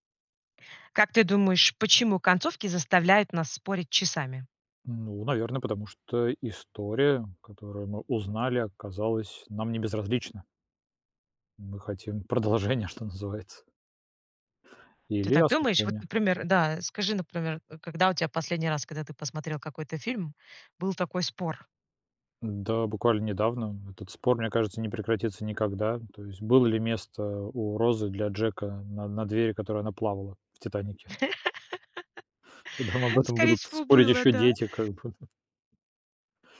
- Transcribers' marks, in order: laugh; joyful: "Скорее всего, было, да"; laughing while speaking: "Нам"
- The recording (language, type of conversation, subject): Russian, podcast, Почему концовки заставляют нас спорить часами?